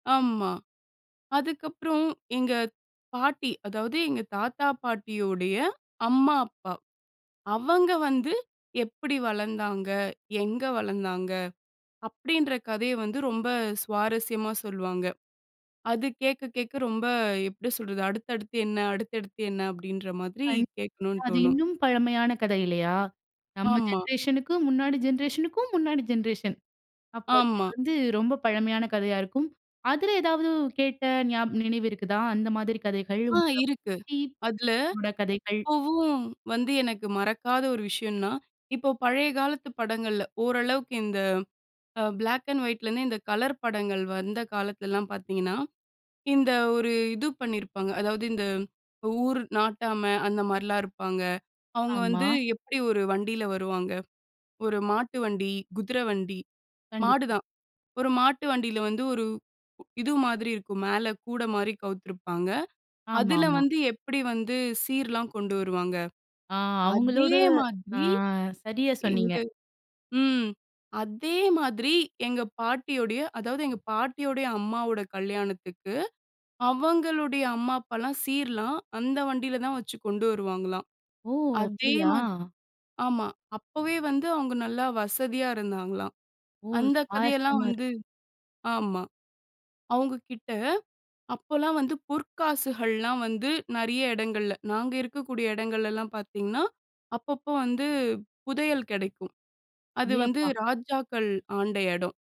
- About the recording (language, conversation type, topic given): Tamil, podcast, பழைய குடும்பக் கதைகள் பொதுவாக எப்படிப் பகிரப்படுகின்றன?
- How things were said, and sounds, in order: in English: "ஜென்ரேஷனுக்கும்"; in English: "ஜென்ரேஷனுக்கும்"; in English: "ஜென்ரேஷன்"; other background noise; in English: "பிளாக் அண்ட் வைட்ல"; other noise; surprised: "ஏ! அப்பா!"